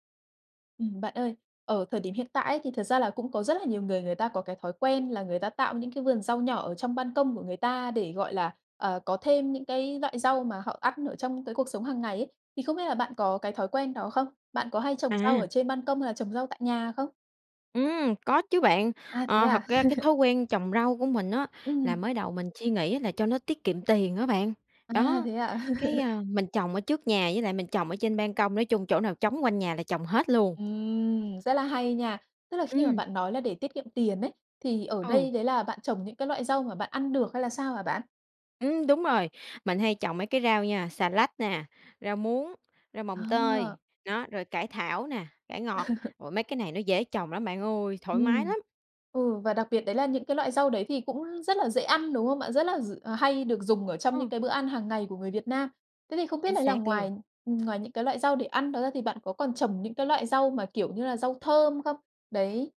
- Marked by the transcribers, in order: tapping; laugh; "suy" said as "chuy"; laugh; laugh; other background noise
- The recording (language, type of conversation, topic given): Vietnamese, podcast, Bạn có bí quyết nào để trồng rau trên ban công không?